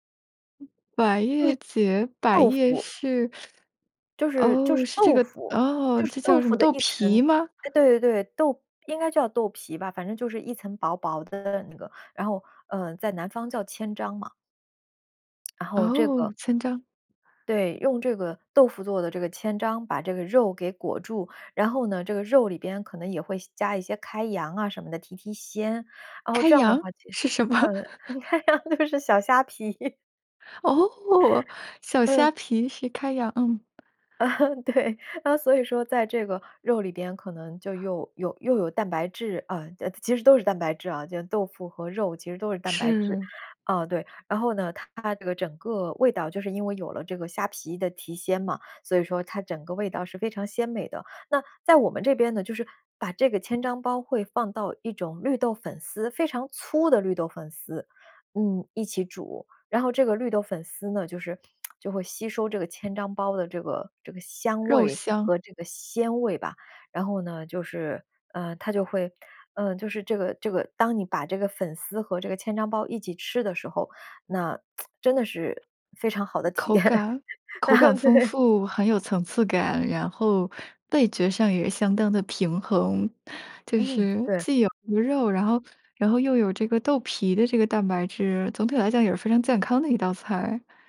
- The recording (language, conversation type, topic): Chinese, podcast, 你眼中最能代表家乡味道的那道菜是什么？
- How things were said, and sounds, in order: other background noise; teeth sucking; lip smack; laughing while speaking: "什么？"; laugh; laughing while speaking: "开洋就是小虾皮"; laugh; laugh; laughing while speaking: "对"; lip smack; lip smack; laughing while speaking: "验。啊，对"